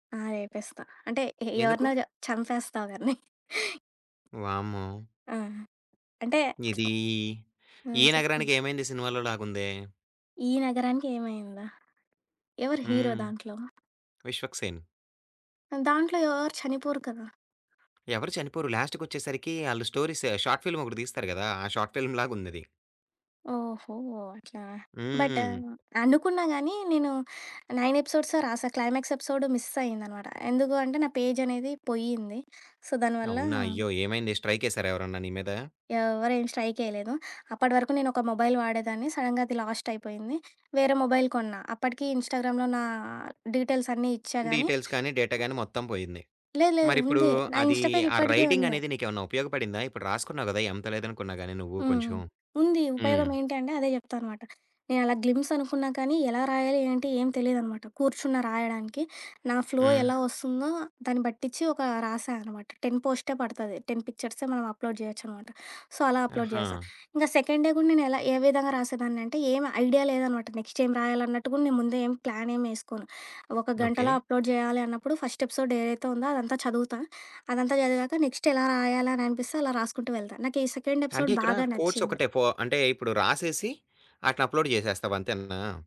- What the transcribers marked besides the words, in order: chuckle; other background noise; lip smack; in English: "స్టోరీస్"; in English: "షార్ట్ ఫిల్మ్"; in English: "బట్"; in English: "క్లైమాక్స్ ఎపిసోడ్ మిస్"; in English: "పేజ్"; in English: "సో"; in English: "మొబైల్"; in English: "సడెన్‌గా"; in English: "లాస్ట్"; in English: "మొబైల్"; in English: "ఇన్‌స్టాగ్రామ్‌లో"; in English: "డీటెయిల్స్"; in English: "డీటెయిల్స్"; in English: "డేటా"; tapping; in English: "ఇన్‌స్టా పేజ్"; in English: "గ్లిమ్స్"; in English: "ఫ్లో"; in English: "అప్‌లోడ్"; in English: "సో"; in English: "అప్‌లోడ్"; in English: "సెకండ్ డే"; in English: "నెక్స్ట్"; in English: "అప్‌లోడ్"; in English: "ఫస్ట్ ఎపిసోడ్"; in English: "నెక్స్ట్"; in English: "సెకండ్ ఎపిసోడ్"; in English: "కోట్స్"; in English: "అప్‌లోడ్"
- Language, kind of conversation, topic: Telugu, podcast, సొంతంగా కొత్త విషయం నేర్చుకున్న అనుభవం గురించి చెప్పగలవా?